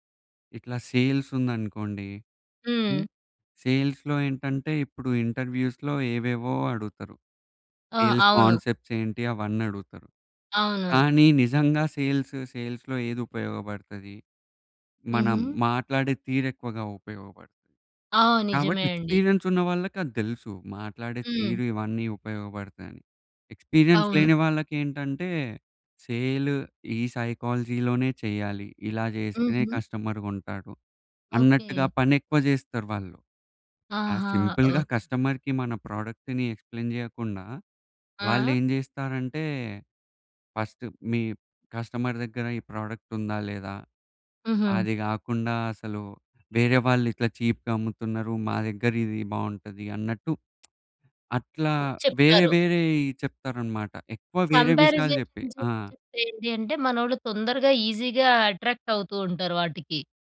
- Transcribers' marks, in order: in English: "సేల్స్"; in English: "సేల్స్‌లో"; in English: "ఇంటర్వ్యూస్‌లో"; in English: "సేల్స్ కాన్సెప్ట్స్"; in English: "సేల్స్, సేల్స్‌లో"; in English: "ఎక్స్పీరియన్స్"; in English: "ఎక్స్పీరియన్స్"; in English: "సేల్"; in English: "సైకాలజీ‌లోనే"; in English: "సింపుల్‌గా కస్టమర్‌కి"; in English: "ప్రొడక్ట్‌ని ఎక్స్‌ప్లేన్"; in English: "ఫస్ట్"; in English: "కస్టమర్"; in English: "ప్రోడక్ట్"; lip smack; other noise; in English: "కంపారిసేషన్"; in English: "ఈజీగా అట్రాక్ట్"
- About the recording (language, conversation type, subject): Telugu, podcast, పని వల్ల కుటుంబానికి సమయం ఇవ్వడం ఎలా సమతుల్యం చేసుకుంటారు?